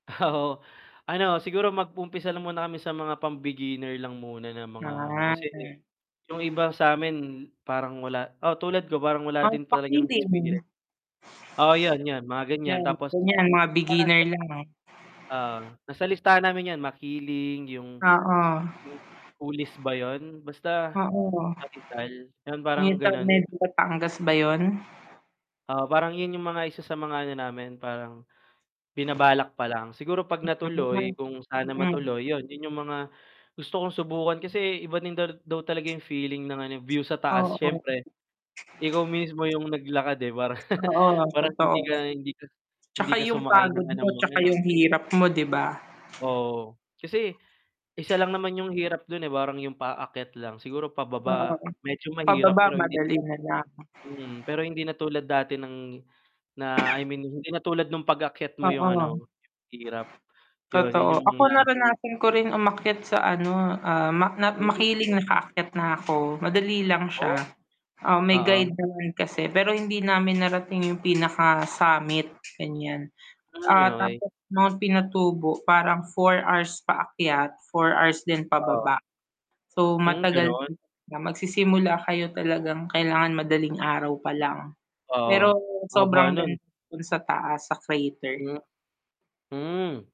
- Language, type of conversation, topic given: Filipino, unstructured, Ano ang paborito mong gawin kapag may libreng oras ka?
- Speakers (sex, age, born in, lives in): female, 30-34, Philippines, Philippines; male, 25-29, Philippines, Philippines
- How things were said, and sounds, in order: static; laughing while speaking: "oo"; drawn out: "Ah"; distorted speech; unintelligible speech; unintelligible speech; other noise; laughing while speaking: "parang"; tapping; sneeze; other background noise